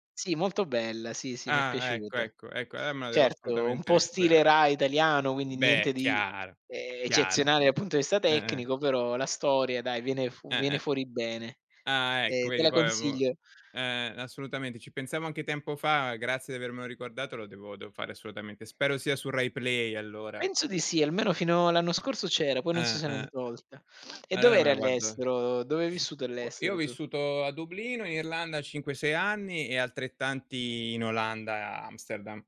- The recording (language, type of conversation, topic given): Italian, unstructured, Come pensi che i social media influenzino la politica?
- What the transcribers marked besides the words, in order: "allora" said as "alloa"; other background noise